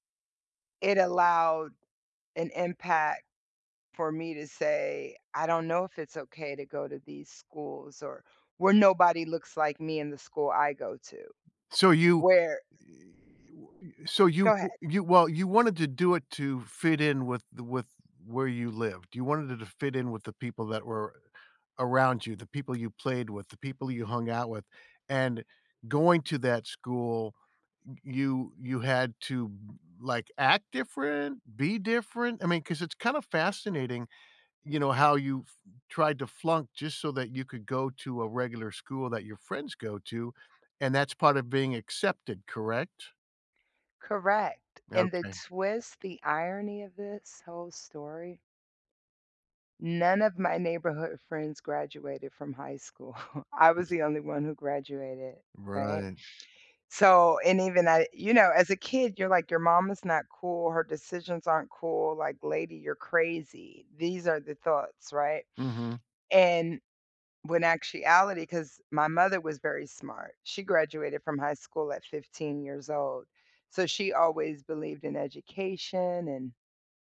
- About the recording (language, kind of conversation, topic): English, unstructured, What does diversity add to a neighborhood?
- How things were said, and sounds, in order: chuckle